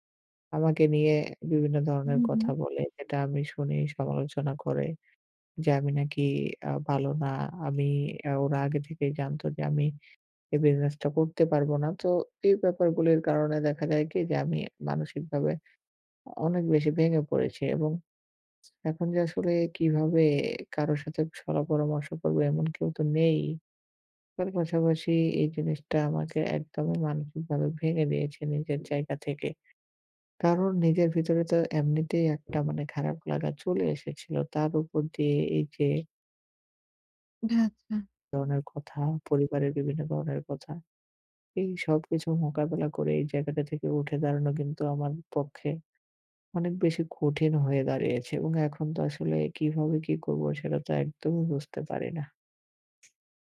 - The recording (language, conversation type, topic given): Bengali, advice, ব্যর্থ হলে কীভাবে নিজের মূল্য কম ভাবা বন্ধ করতে পারি?
- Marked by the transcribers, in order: other background noise; tapping